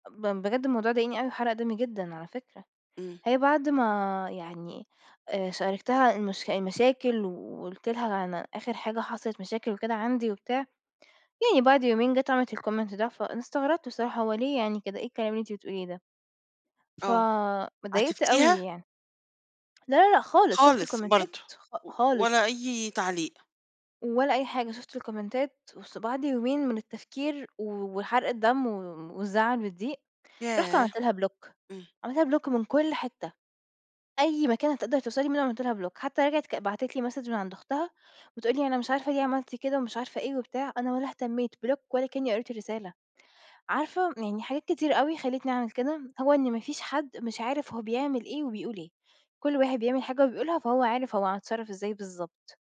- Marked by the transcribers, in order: in English: "الComment"; in English: "الكومنتات"; in English: "الكومنتات"; in English: "Block"; in English: "Block"; in English: "Block"; in English: "Block"
- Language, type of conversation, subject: Arabic, advice, إزاي بتتعاملوا مع الغيرة أو الحسد بين صحاب قريبين؟